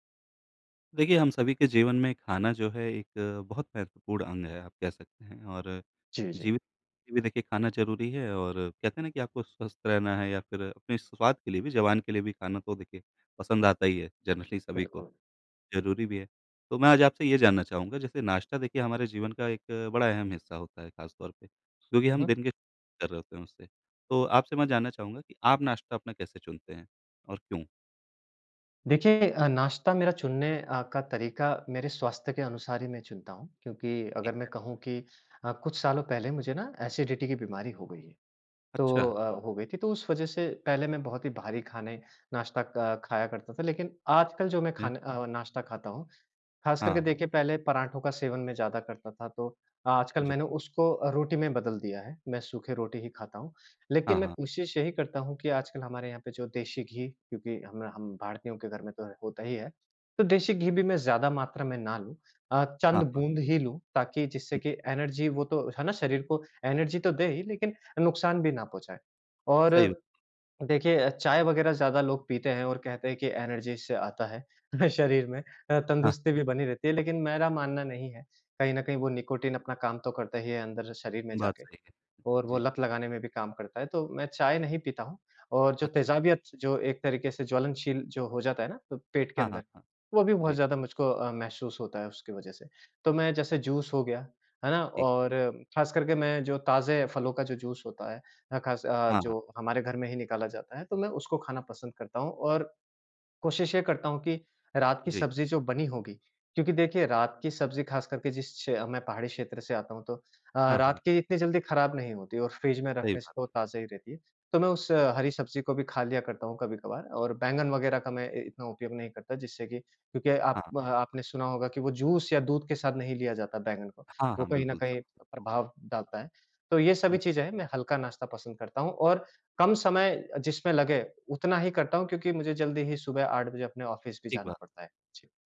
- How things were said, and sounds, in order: in English: "जनरली"; in English: "एसिडिटी"; in English: "एनर्जी"; in English: "एनर्जी"; in English: "एनर्जी"; laughing while speaking: "अ"; in English: "जूस"; in English: "जूस"; in English: "जूस"; in English: "ऑफिस"
- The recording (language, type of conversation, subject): Hindi, podcast, आप नाश्ता कैसे चुनते हैं और क्यों?